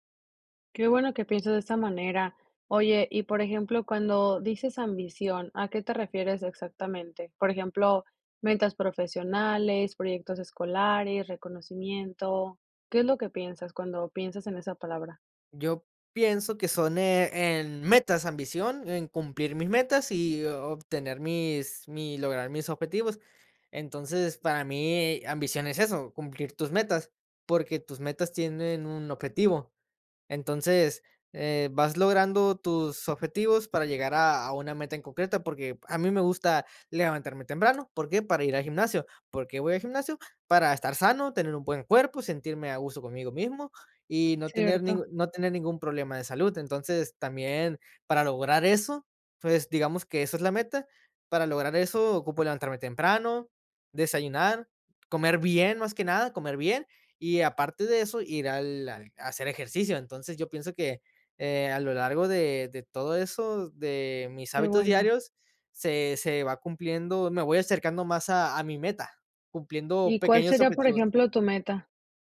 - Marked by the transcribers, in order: tapping
- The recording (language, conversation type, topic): Spanish, podcast, ¿Qué hábitos diarios alimentan tu ambición?